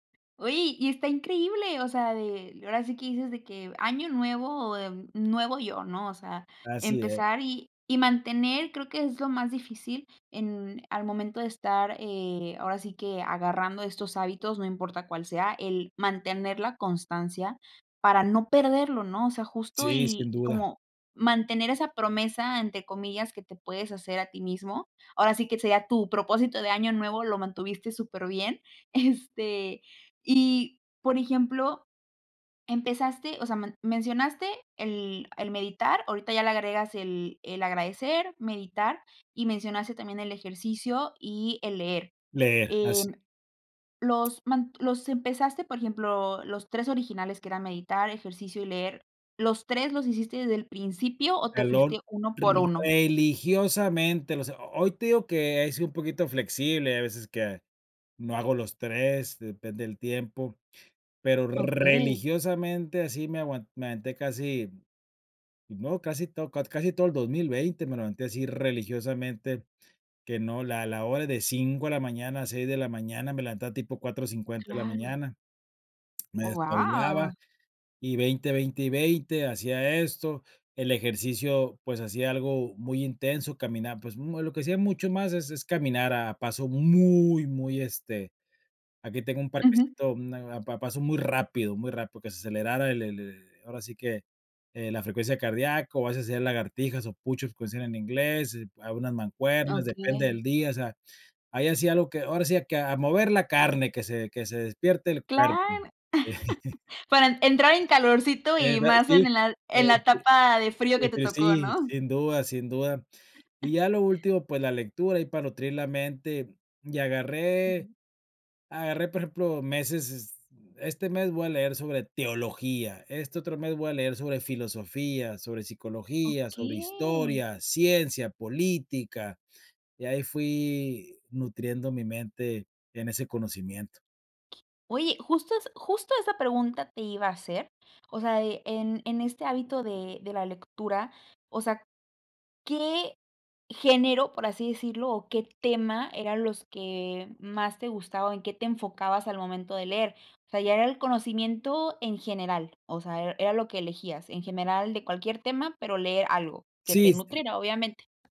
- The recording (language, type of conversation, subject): Spanish, podcast, ¿Qué hábito pequeño te ayudó a cambiar para bien?
- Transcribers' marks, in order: laughing while speaking: "este"; stressed: "muy"; in English: "push ups"; chuckle; chuckle; surprised: "Okey"; other noise; other background noise